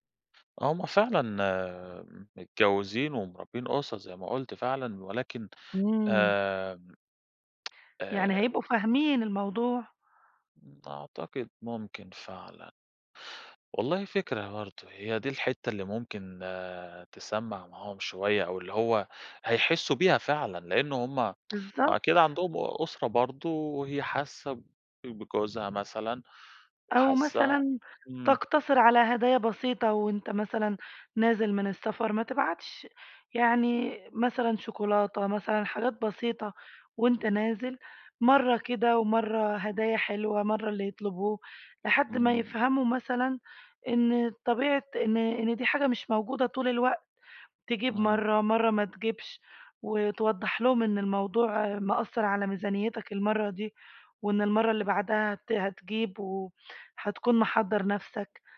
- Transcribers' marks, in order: other background noise; tsk; other noise; tsk
- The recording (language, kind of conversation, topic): Arabic, advice, إزاي بتوصف إحساسك تجاه الضغط الاجتماعي اللي بيخليك تصرف أكتر في المناسبات والمظاهر؟
- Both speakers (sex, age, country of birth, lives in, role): female, 20-24, Egypt, Greece, advisor; male, 30-34, Egypt, Greece, user